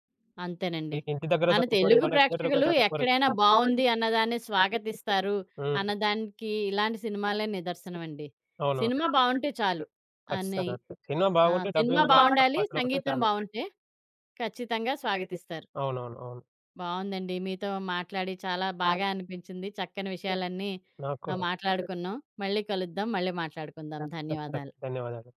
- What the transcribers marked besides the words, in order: background speech; in English: "డబ్బింగ్"
- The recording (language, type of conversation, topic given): Telugu, podcast, డబ్బింగ్ లేదా ఉపశీర్షికలు—మీ అభిప్రాయం ఏమిటి?